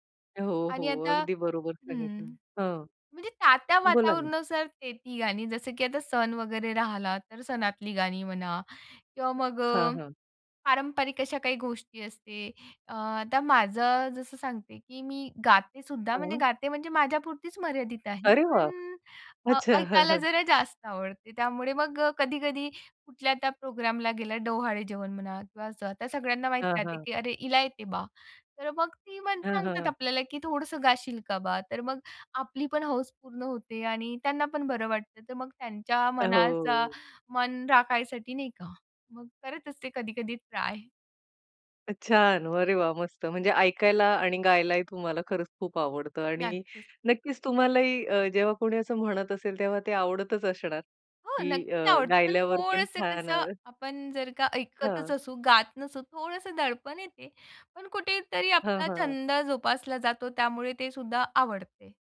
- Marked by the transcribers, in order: none
- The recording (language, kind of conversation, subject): Marathi, podcast, रोजच्या आयुष्यात हा छंद कसा बसतो?